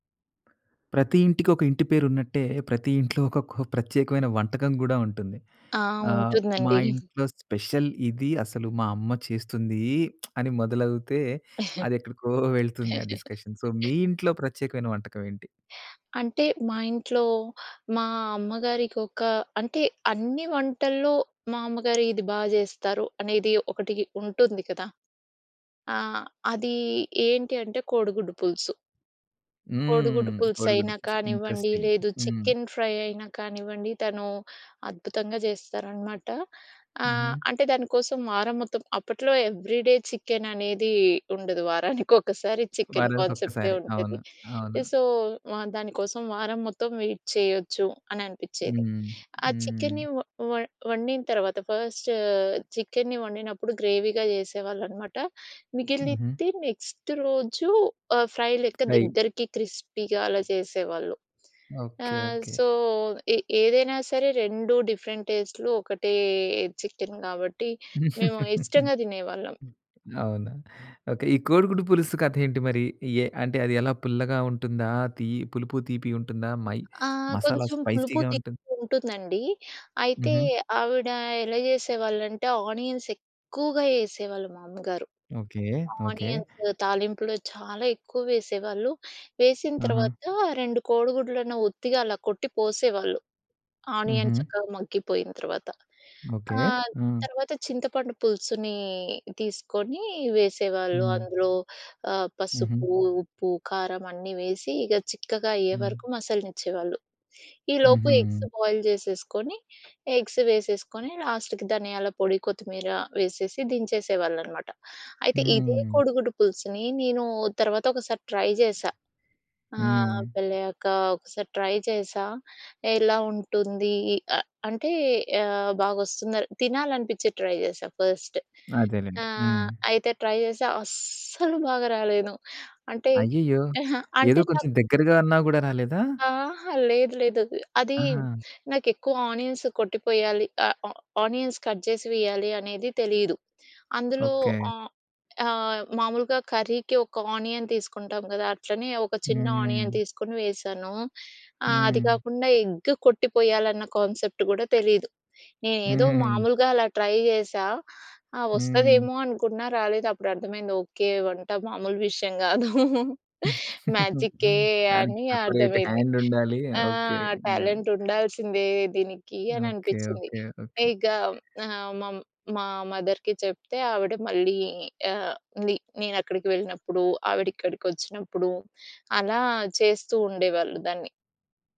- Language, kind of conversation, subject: Telugu, podcast, మీ ఇంటి ప్రత్యేక వంటకం ఏది?
- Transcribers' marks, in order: tapping; in English: "స్పెషల్"; lip smack; other noise; giggle; in English: "డిస్కషన్. సో"; in English: "ఇంట్రెస్టింగ్"; in English: "ఫ్రై"; in English: "ఎవ్రీ డే చికెన్"; in English: "సో"; in English: "వెయిట్"; in English: "ఫస్ట్"; in English: "గ్రేవీగా"; in English: "నెక్స్ట్"; in English: "ఫ్రై"; in English: "ఫ్రై"; in English: "క్రిస్పీగా"; in English: "సో"; in English: "డిఫరెంట్"; in English: "చికెన్"; giggle; in English: "స్పైసీ‌గా"; in English: "ఆనియన్స్"; in English: "ఆనియన్స్"; in English: "ఆనియన్"; in English: "ఎగ్స్ బాయిల్"; in English: "ఎగ్స్"; in English: "లాస్ట్‌కి"; in English: "ట్రై"; in English: "ట్రై"; in English: "ట్రై"; in English: "ఫస్ట్"; in English: "ట్రై"; in English: "ఆనియన్స్"; in English: "ఆనియన్స్ కట్"; in English: "కర్రీకి"; in English: "ఆనియన్"; in English: "ఆనియన్"; in English: "ఎగ్గ్"; in English: "కాన్సెప్ట్"; in English: "ట్రై"; giggle; in English: "సపరేట్ హ్యాండ్"; giggle; in English: "టాలెంట్"; in English: "మదర్‌కి"